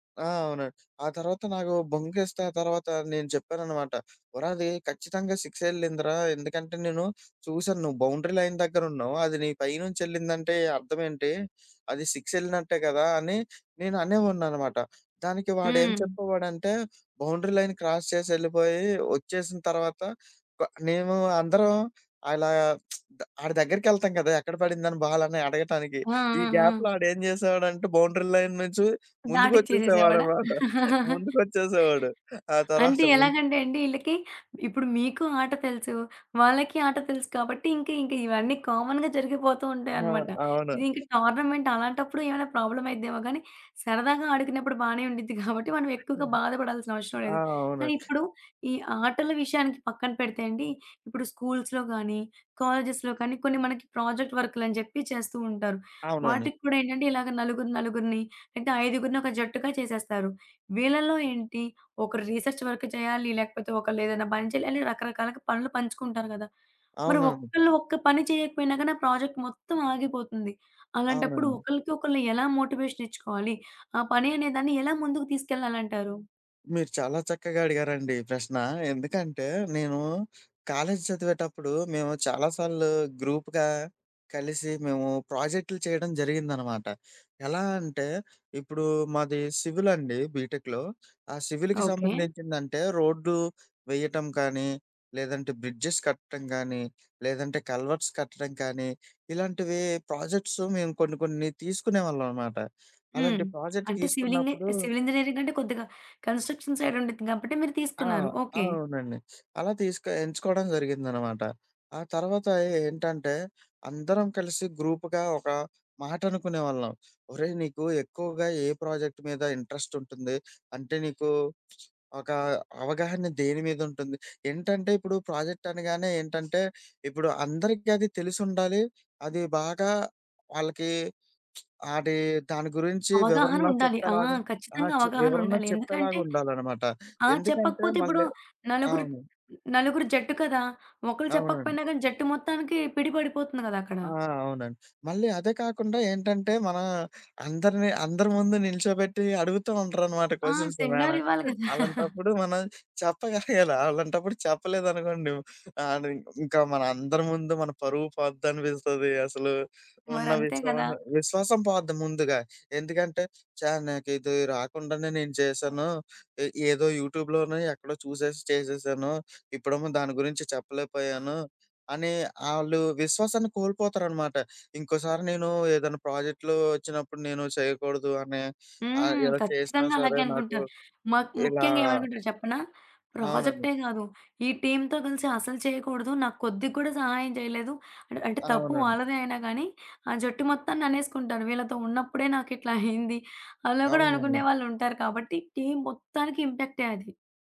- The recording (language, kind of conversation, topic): Telugu, podcast, జట్టులో విశ్వాసాన్ని మీరు ఎలా పెంపొందిస్తారు?
- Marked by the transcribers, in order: other background noise; in English: "సిక్స్"; in English: "బౌండరీ లైన్"; in English: "బౌండరీ లైన్ క్రాస్"; lip smack; in English: "బాల్"; in English: "గ్యాప్‌లో"; in English: "బౌండరీ లైన్"; laughing while speaking: "ముందుకొచ్చేసేవాడన్నమాట, ముందుకొచ్చేసేవాడు. ఆ తర్వాష ముందు"; laugh; "తర్వాత" said as "తర్వాష"; in English: "కామన్‌గా"; in English: "టోర్నమెంట్"; in English: "ప్రాబ్లమ్"; chuckle; in English: "స్కూల్స్‌లో"; in English: "కాలేజెస్‌లో"; in English: "ప్రాజెక్ట్"; in English: "రిసర్చ్ వర్క్"; in English: "ప్రాజెక్ట్"; in English: "మోటివేషన్"; in English: "గ్రూప్‌గా"; in English: "సివిల్"; in English: "బీటెక్‌లో"; in English: "సివిల్‌కి"; in English: "బ్రిడ్జెస్"; in English: "కల్వర్ట్స్"; in English: "ప్రాజెక్ట్స్"; in English: "ప్రాజెక్ట్"; in English: "సివిల్"; in English: "సివిల్ ఇంజినీరింగ్"; in English: "కన్‌స్ట్రషన్ సైడ్"; in English: "గ్రూప్‌గా"; in English: "ప్రాజెక్ట్"; in English: "ఇంట్రెస్ట్"; in English: "ప్రాజెక్ట్"; lip smack; in English: "కొషన్స్, మేడమ్"; in English: "సెమినార్"; chuckle; in English: "యూట్యూబ్‌లోనో"; in English: "టీమ్‌తో"; in English: "టీమ్"